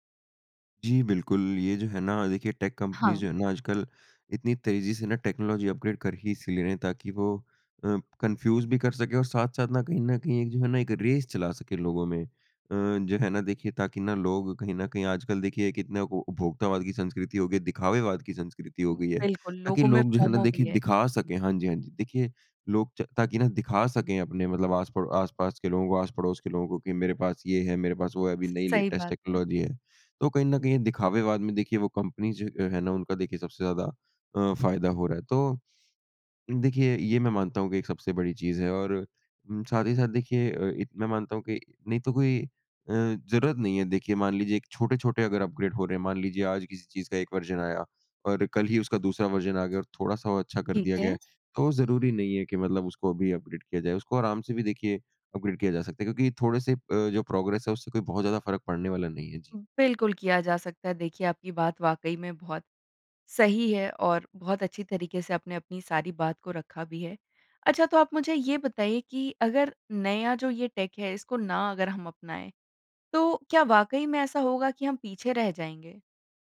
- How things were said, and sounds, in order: in English: "टेक कंपनीज़"; in English: "टेक्नोलॉजी अपग्रेड"; in English: "कन्फ्यूज़"; in English: "रेस"; in English: "फ़ोमो"; in English: "लेटेस्ट टेक्नोलॉजी"; in English: "कंपनीज़"; in English: "अपग्रेड"; in English: "वर्ज़न"; in English: "वर्ज़न"; alarm; in English: "अपग्रेड"; in English: "अपग्रेड"; in English: "प्रोग्रेस"; in English: "टेक"
- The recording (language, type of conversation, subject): Hindi, podcast, नयी तकनीक अपनाने में आपके अनुसार सबसे बड़ी बाधा क्या है?